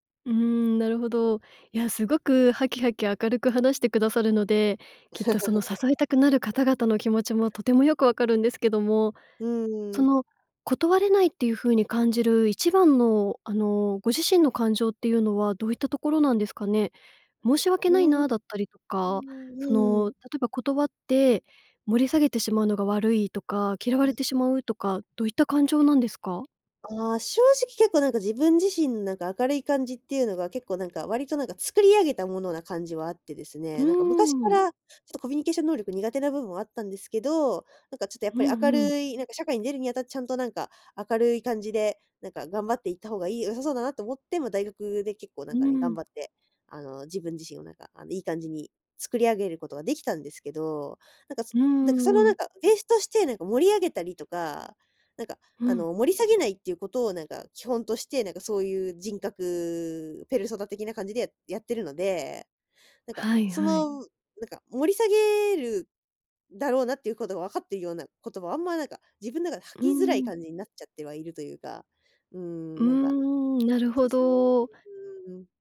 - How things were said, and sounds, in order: laugh; other background noise; tapping; tsk
- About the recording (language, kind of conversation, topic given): Japanese, advice, 誘いを断れずにストレスが溜まっている